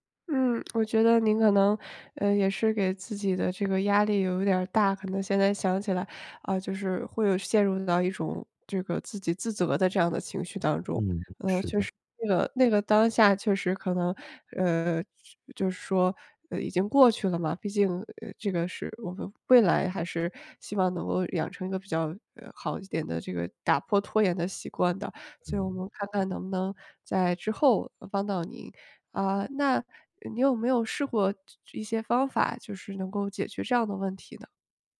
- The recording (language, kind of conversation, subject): Chinese, advice, 我怎样才能停止拖延并养成新习惯？
- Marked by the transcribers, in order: none